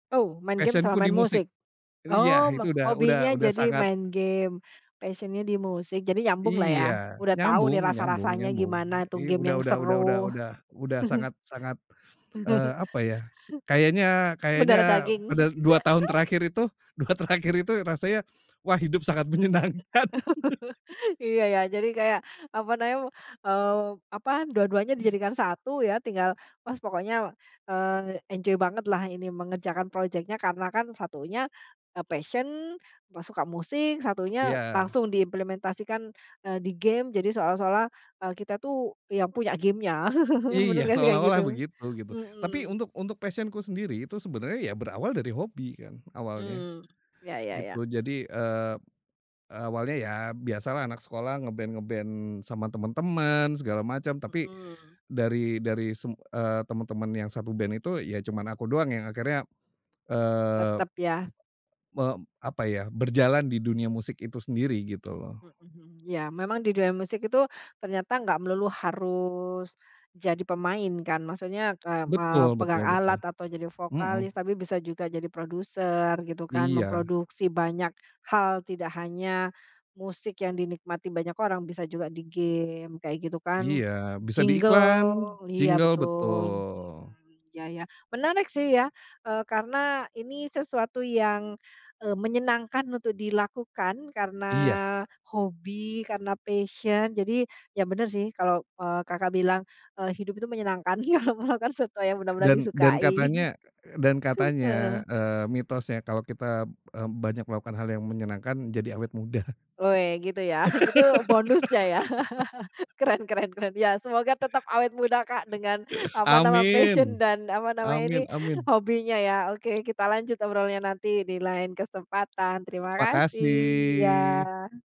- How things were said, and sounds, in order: in English: "Passion-ku"; joyful: "ya"; in English: "passion-nya"; chuckle; chuckle; laughing while speaking: "dua terakhir"; laughing while speaking: "menyenangkan"; laugh; chuckle; other background noise; in English: "enjoy"; in English: "passion"; "seolah-olah" said as "seolah-solah"; chuckle; in English: "passion-ku"; tapping; in English: "jingle"; in English: "jingle"; in English: "passion"; laughing while speaking: "kalau melakukan sesuatu"; laughing while speaking: "disukai"; chuckle; laughing while speaking: "ya"; laugh; in English: "passion"; drawn out: "Makasih"
- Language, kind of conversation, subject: Indonesian, podcast, Pernahkah kamu berkolaborasi dalam proyek hobi, dan bagaimana pengalamanmu?